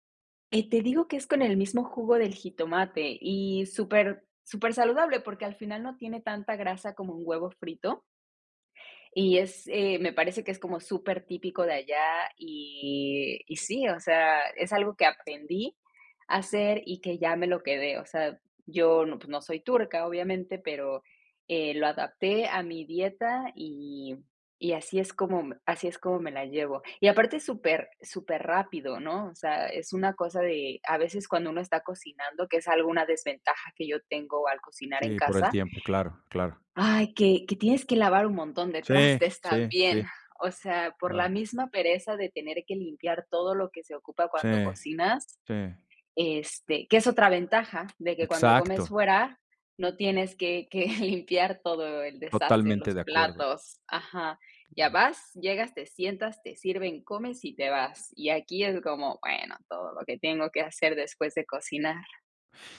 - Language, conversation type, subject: Spanish, unstructured, ¿Prefieres cocinar en casa o comer fuera?
- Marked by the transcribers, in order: laughing while speaking: "trastes"; laughing while speaking: "que limpiar"